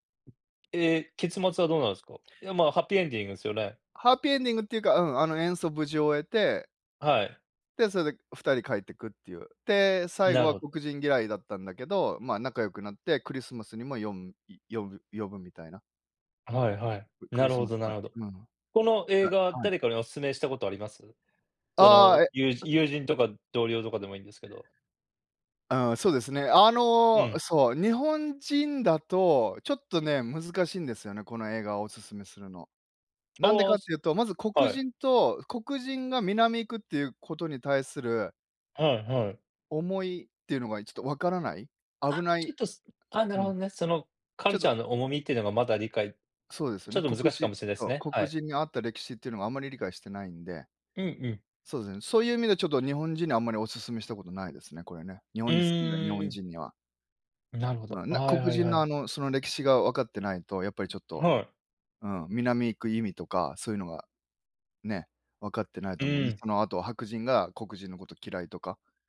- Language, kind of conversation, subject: Japanese, unstructured, 最近見た映画で、特に印象に残った作品は何ですか？
- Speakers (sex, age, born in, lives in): male, 40-44, Japan, United States; male, 50-54, Japan, Japan
- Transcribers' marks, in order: other noise; tapping